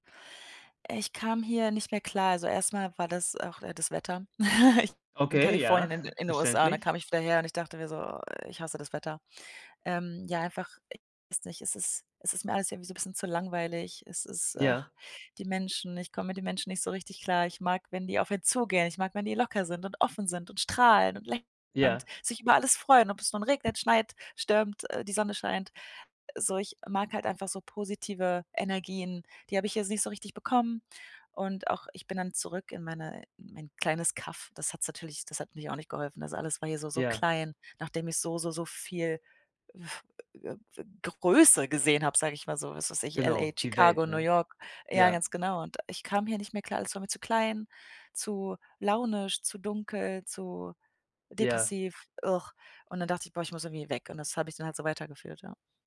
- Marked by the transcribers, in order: chuckle; other noise; other background noise
- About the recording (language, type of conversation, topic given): German, advice, Wie kann ich beim Reisen mit der Angst vor dem Unbekannten ruhig bleiben?